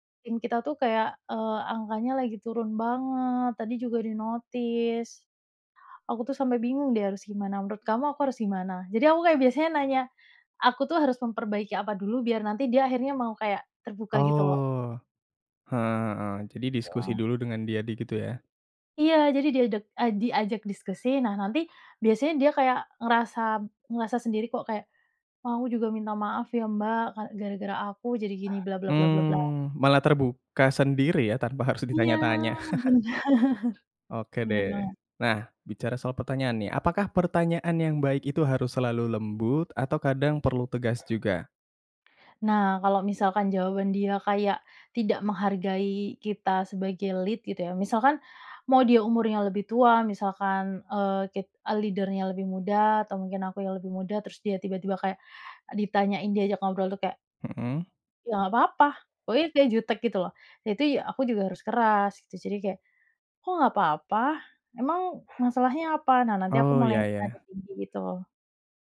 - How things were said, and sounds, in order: in English: "di-notice"; unintelligible speech; unintelligible speech; laughing while speaking: "benar"; chuckle; dog barking; in English: "lead"; in English: "leader-nya"; other background noise
- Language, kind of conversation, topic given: Indonesian, podcast, Bagaimana cara mengajukan pertanyaan agar orang merasa nyaman untuk bercerita?